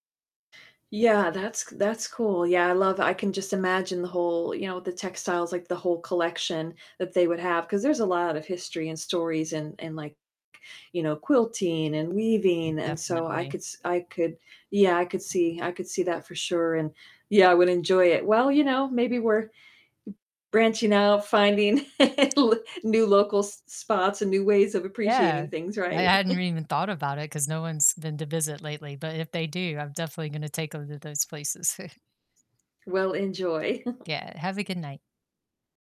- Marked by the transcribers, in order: distorted speech; other background noise; tapping; laugh; static; chuckle; background speech; chuckle; chuckle
- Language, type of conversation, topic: English, unstructured, Which local places do you love sharing with friends to feel closer and make lasting memories?
- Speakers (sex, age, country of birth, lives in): female, 45-49, United States, United States; female, 50-54, United States, United States